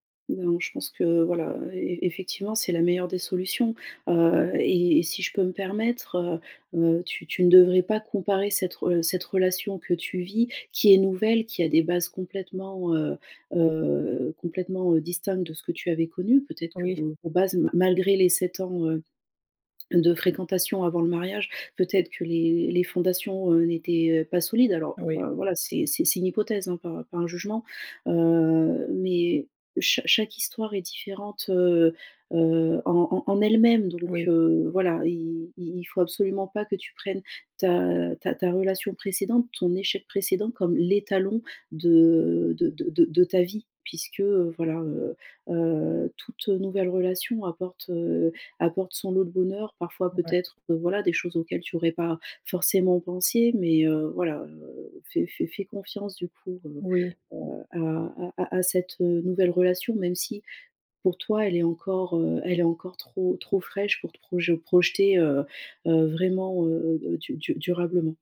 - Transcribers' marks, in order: other background noise
- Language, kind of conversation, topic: French, advice, Comment puis-je surmonter mes doutes concernant un engagement futur ?